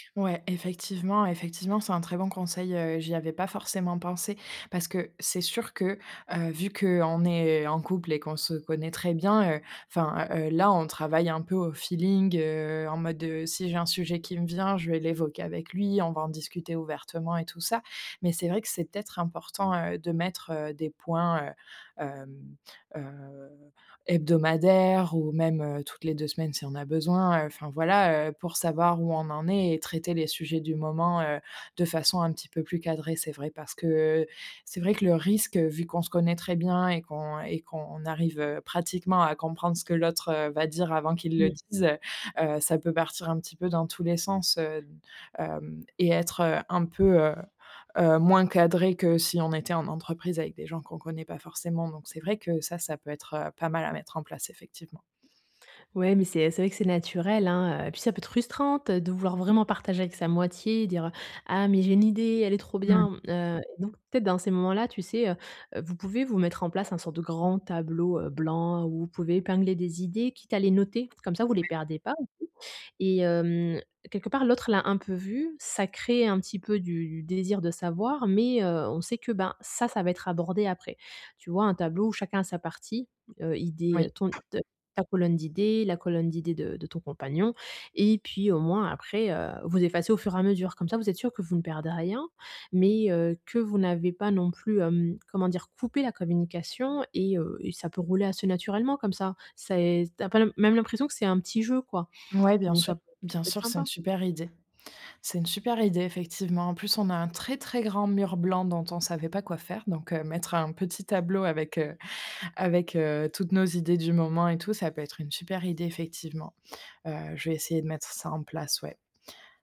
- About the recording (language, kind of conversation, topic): French, advice, Comment puis-je mieux séparer mon travail de ma vie personnelle pour me sentir moins stressé ?
- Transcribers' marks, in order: tapping; unintelligible speech